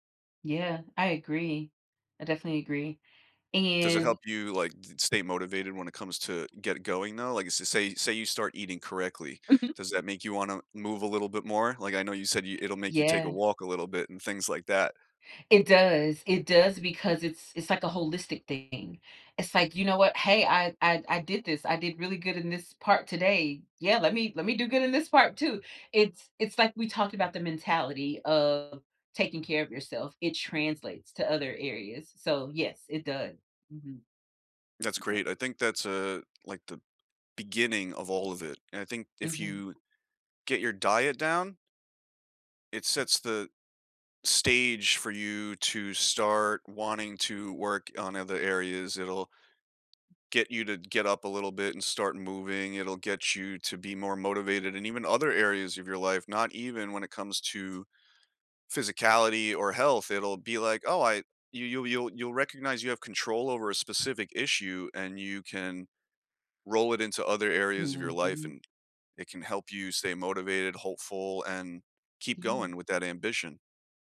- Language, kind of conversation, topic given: English, unstructured, How do you stay motivated to move regularly?
- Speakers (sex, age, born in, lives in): female, 40-44, United States, United States; male, 35-39, United States, United States
- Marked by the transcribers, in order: tapping; other background noise